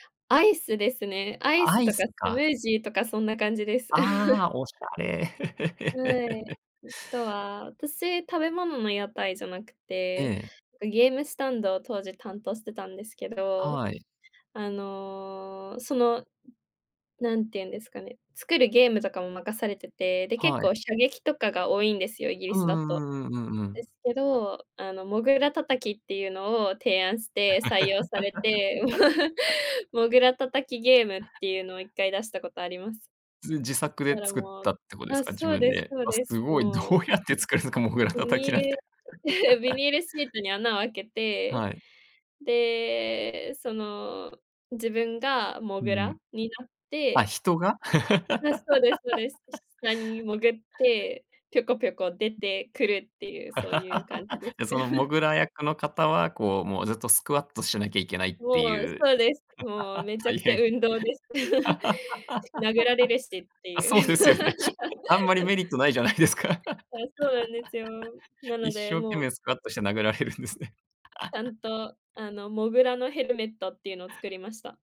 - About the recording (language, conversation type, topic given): Japanese, podcast, 季節ごとに楽しみにしていることは何ですか？
- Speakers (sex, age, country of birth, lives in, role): female, 20-24, Japan, Japan, guest; male, 40-44, Japan, Japan, host
- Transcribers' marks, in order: laugh; laugh; laughing while speaking: "どうやって作るのか、モグラ叩きなんて"; laugh; laugh; laugh; laugh; laughing while speaking: "そうですよね"; laugh; laugh; laughing while speaking: "じゃないですか"; laughing while speaking: "殴られるんですね"; laugh